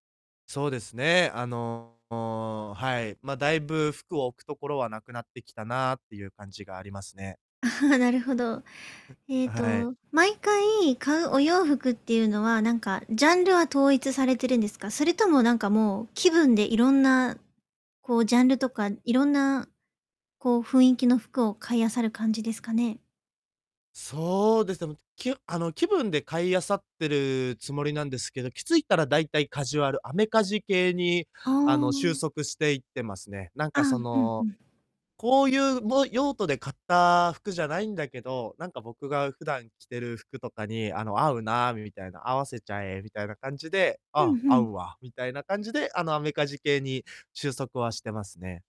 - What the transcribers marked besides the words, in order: distorted speech; laughing while speaking: "ああ"; other background noise; "気づいたら" said as "きついたら"
- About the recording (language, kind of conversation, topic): Japanese, advice, 予算内でおしゃれに買い物するにはどうすればいいですか？